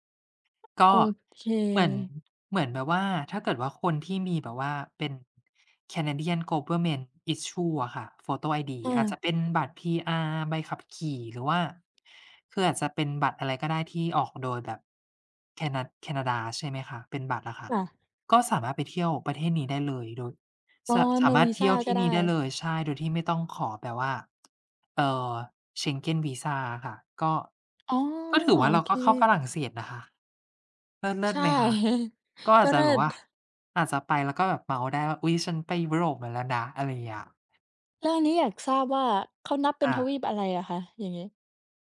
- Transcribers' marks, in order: other background noise; in English: "Canadian Government Issue"; tapping; chuckle
- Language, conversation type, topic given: Thai, unstructured, สถานที่ใดที่คุณฝันอยากไปมากที่สุด?